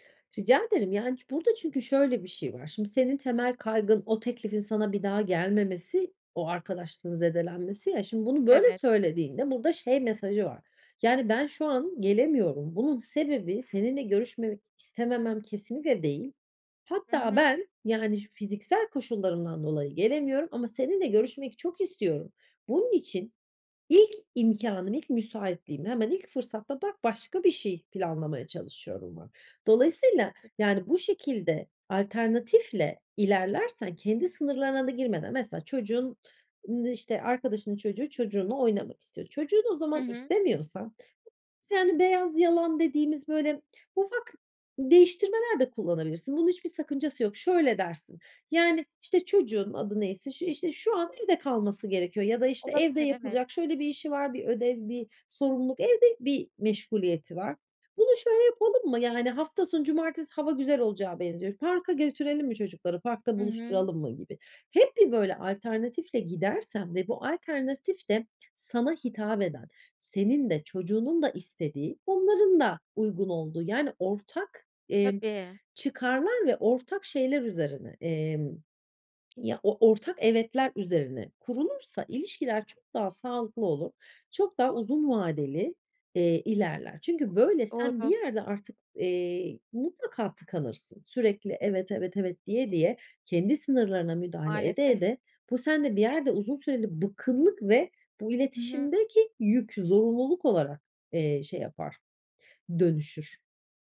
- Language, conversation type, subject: Turkish, advice, Başkalarının taleplerine sürekli evet dediğim için sınır koymakta neden zorlanıyorum?
- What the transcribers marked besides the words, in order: tapping; other background noise